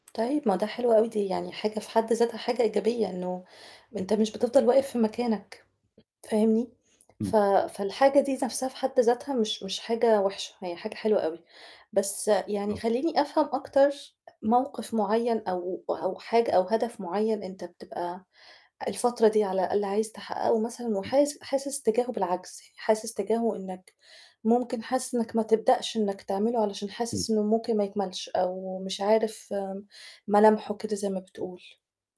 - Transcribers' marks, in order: tapping; other noise
- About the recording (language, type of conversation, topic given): Arabic, advice, إزاي كانت تجربتك مع إن أهدافك على المدى الطويل مش واضحة؟
- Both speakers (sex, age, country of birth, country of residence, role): female, 35-39, Egypt, Egypt, advisor; male, 20-24, Egypt, Egypt, user